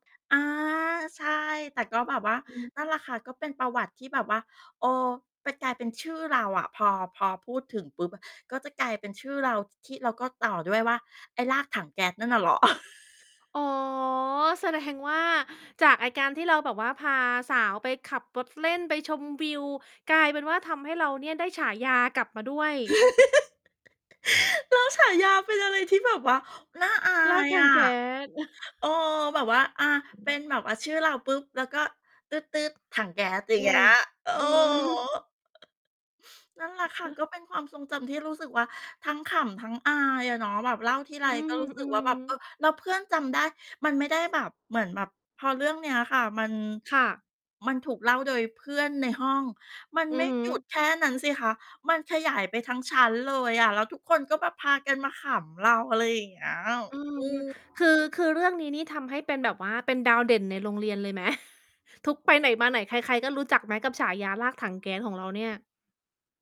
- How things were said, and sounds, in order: distorted speech; chuckle; laughing while speaking: "แสดง"; laugh; chuckle; mechanical hum; tapping; static; chuckle
- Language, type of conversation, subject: Thai, podcast, ความทรงจำตอนที่คุณกำลังเล่นอะไรสักอย่างแล้วขำจนหยุดไม่อยู่คือเรื่องอะไร?